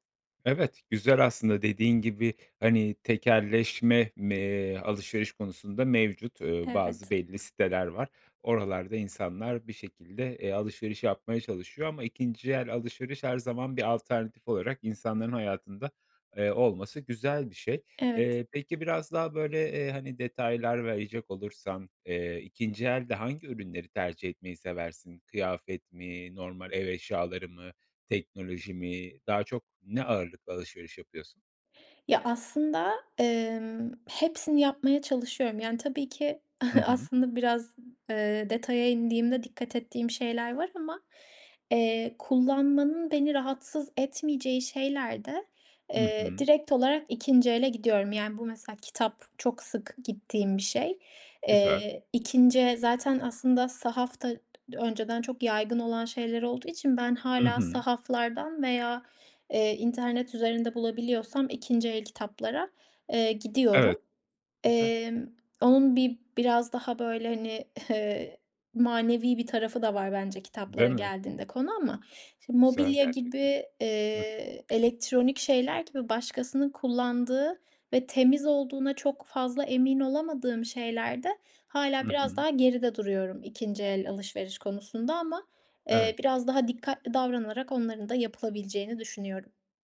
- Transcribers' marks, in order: chuckle
- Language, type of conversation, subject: Turkish, podcast, İkinci el alışveriş hakkında ne düşünüyorsun?